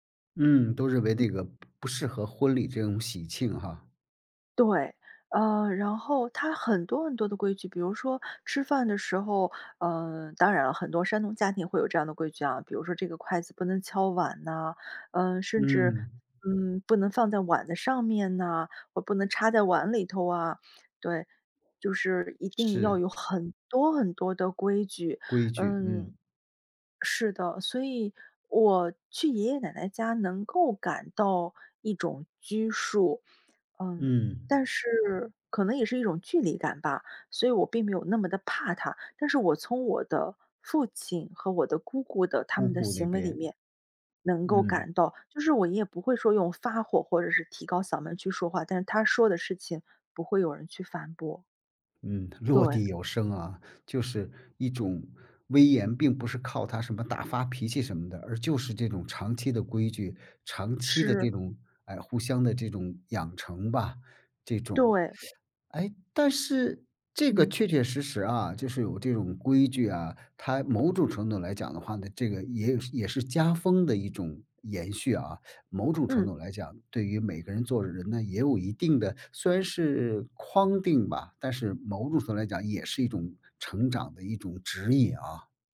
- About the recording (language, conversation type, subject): Chinese, podcast, 你怎么看待人们对“孝顺”的期待？
- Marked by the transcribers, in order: other background noise; teeth sucking